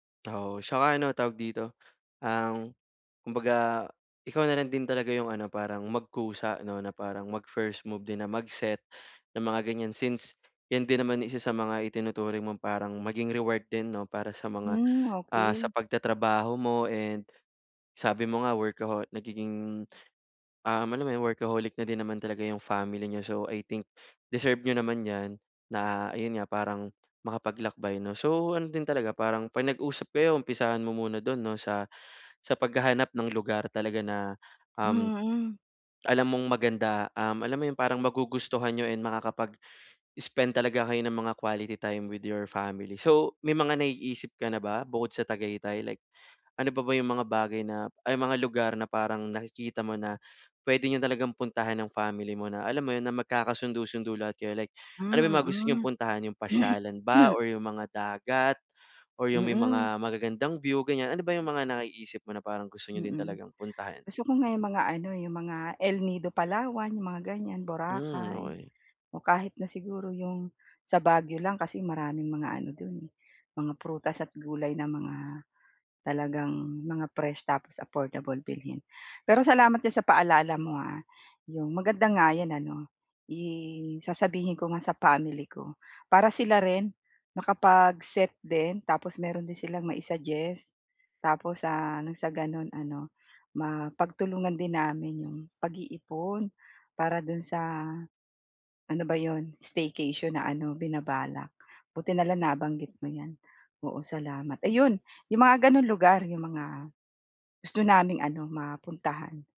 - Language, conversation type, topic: Filipino, advice, Paano ako pipili ng gantimpalang tunay na makabuluhan?
- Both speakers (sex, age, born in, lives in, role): female, 45-49, Philippines, Philippines, user; male, 25-29, Philippines, Philippines, advisor
- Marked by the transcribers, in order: throat clearing; other background noise